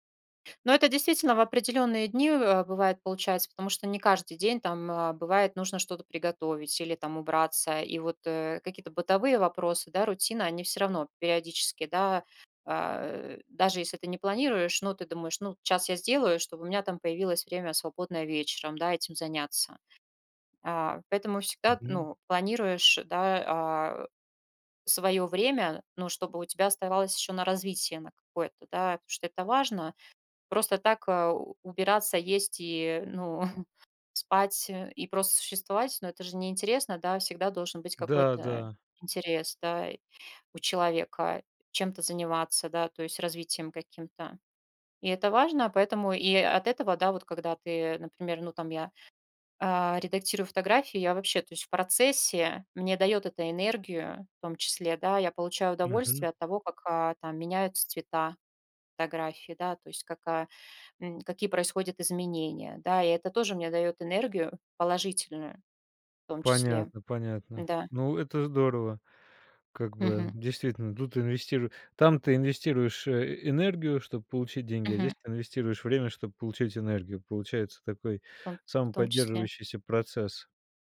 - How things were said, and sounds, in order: "потому что" said as "пушт"; chuckle
- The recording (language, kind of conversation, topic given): Russian, podcast, Как вы выбираете, куда вкладывать время и энергию?